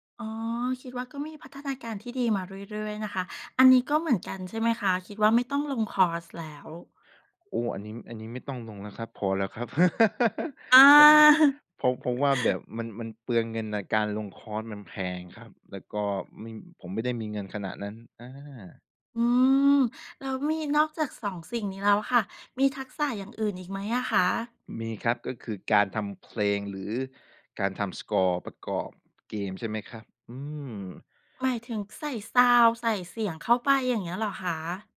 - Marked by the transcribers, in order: laugh; chuckle
- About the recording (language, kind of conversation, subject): Thai, podcast, คุณทำโปรเจกต์ในโลกจริงเพื่อฝึกทักษะของตัวเองอย่างไร?